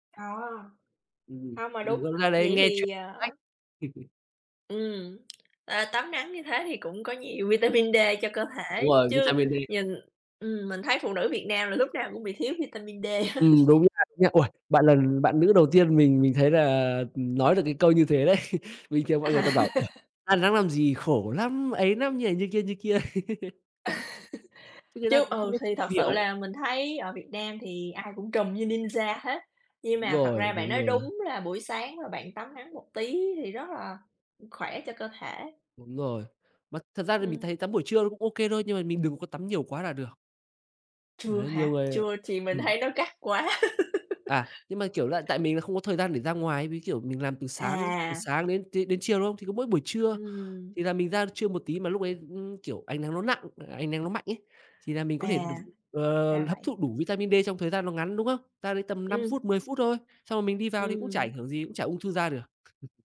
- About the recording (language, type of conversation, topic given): Vietnamese, unstructured, Thiên nhiên đã giúp bạn thư giãn trong cuộc sống như thế nào?
- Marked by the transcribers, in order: chuckle; tapping; laughing while speaking: "hết"; other background noise; unintelligible speech; laughing while speaking: "đấy"; laughing while speaking: "À"; laugh; chuckle; in Japanese: "ninja"; laugh